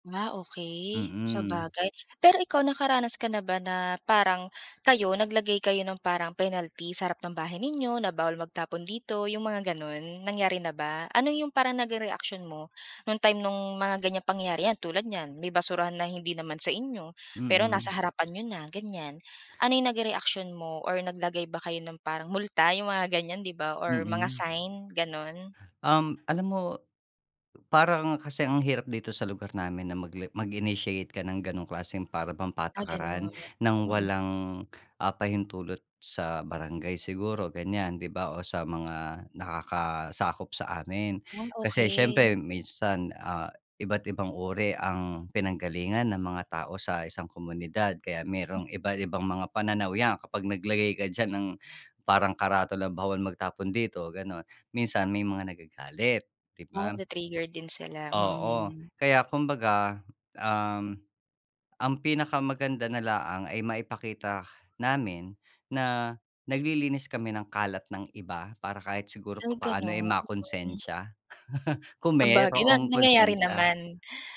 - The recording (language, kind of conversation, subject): Filipino, podcast, Ano ang simpleng pagbabago na ginawa mo para sa kalikasan, at paano ito nakaapekto sa araw-araw mong buhay?
- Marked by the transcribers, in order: laugh